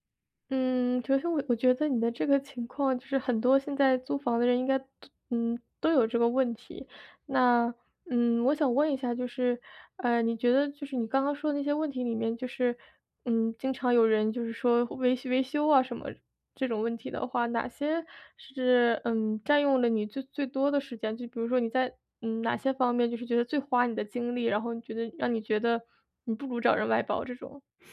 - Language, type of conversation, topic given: Chinese, advice, 我怎样通过外包节省更多时间？
- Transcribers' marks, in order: "其实" said as "球是"